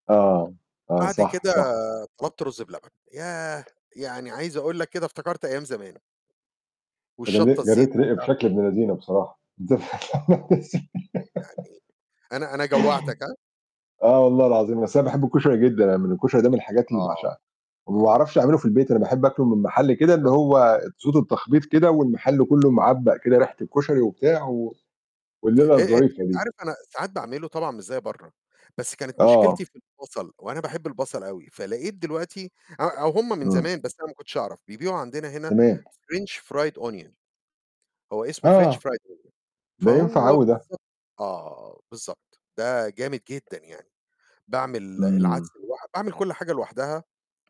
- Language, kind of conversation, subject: Arabic, unstructured, إيه الأكلة اللي بتخليك تحس بالسعادة فورًا؟
- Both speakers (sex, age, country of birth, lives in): male, 40-44, Egypt, Portugal; male, 55-59, Egypt, United States
- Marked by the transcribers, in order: tapping; "جرّيت" said as "جليت"; other noise; laugh; in English: "French Fried Onion"; in English: "French Fried Onion"